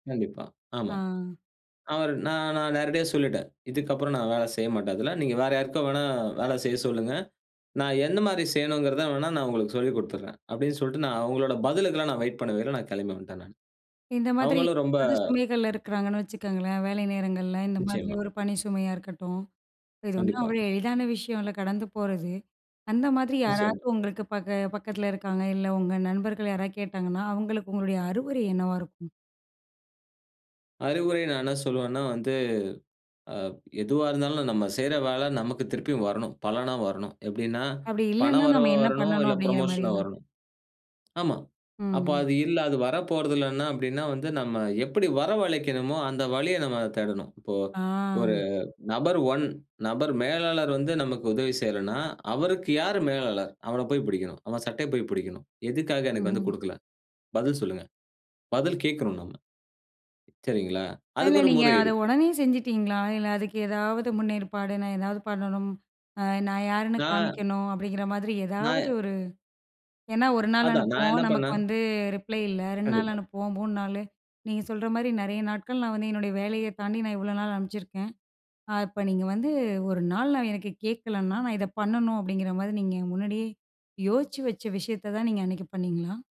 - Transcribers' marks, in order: in English: "வெயிட்"; other noise; in English: "புரமோஷனா"; drawn out: "ஆ"; in English: "ஒன்"; in English: "ரிப்ளை"
- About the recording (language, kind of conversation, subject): Tamil, podcast, ஒரு சாதாரண நாளில் மனச் சுமை நீங்கியதாக உணர வைத்த அந்த ஒரு நிமிடம் எது?